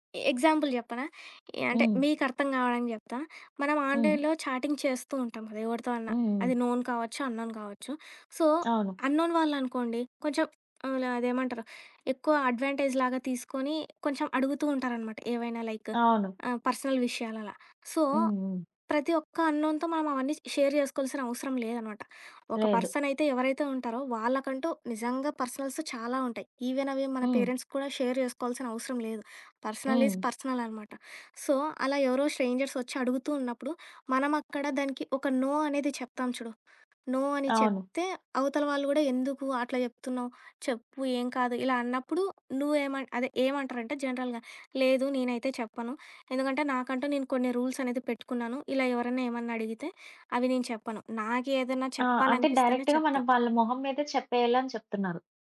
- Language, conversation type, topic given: Telugu, podcast, ఎవరితోనైనా సంబంధంలో ఆరోగ్యకరమైన పరిమితులు ఎలా నిర్ణయించి పాటిస్తారు?
- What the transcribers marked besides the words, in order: in English: "ఎగ్జాంపుల్"; in English: "ఆన్‌లైన్‌లో చాటింగ్"; in English: "నోన్"; in English: "అన్‌నోన్"; other background noise; in English: "సో, అన్‌నోన్"; in English: "అడ్వాంటేజ్‌లాగా"; in English: "పర్సనల్"; in English: "సో"; in English: "అన్‌నోన్‌తో"; in English: "షేర్"; in English: "పర్సనల్స్"; in English: "పేరెంట్స్"; in English: "షేర్"; in English: "పర్సనల్ ఇస్ పర్సనల్"; in English: "సో"; in English: "నో"; in English: "నో"; in English: "జనరల్‌గా"; in English: "డైరెక్ట్‌గా"